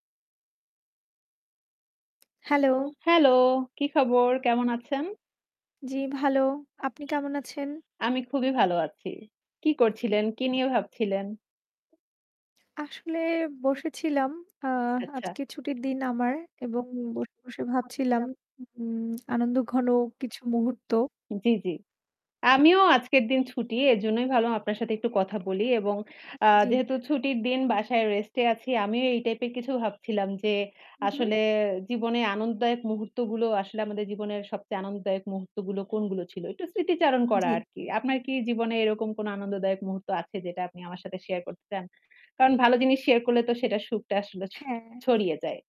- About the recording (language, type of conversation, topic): Bengali, unstructured, আপনার জীবনের সবচেয়ে আনন্দদায়ক মুহূর্ত কোনটি?
- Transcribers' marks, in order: tapping; background speech; other background noise; horn; static; distorted speech; other street noise